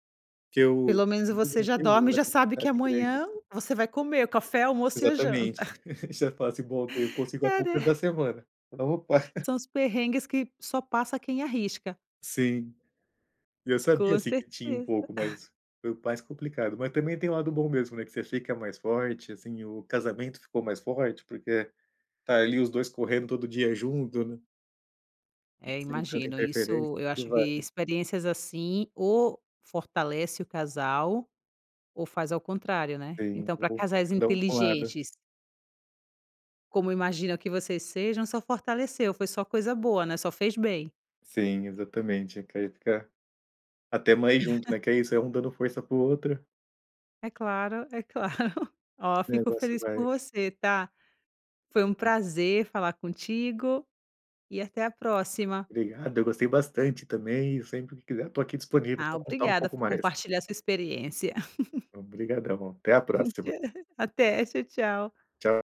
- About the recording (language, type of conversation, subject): Portuguese, podcast, Como foi a sua experiência ao mudar de carreira?
- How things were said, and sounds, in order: laugh; tapping; laughing while speaking: "É né"; unintelligible speech; laugh; chuckle; unintelligible speech; laugh; laughing while speaking: "claro"; other noise; laugh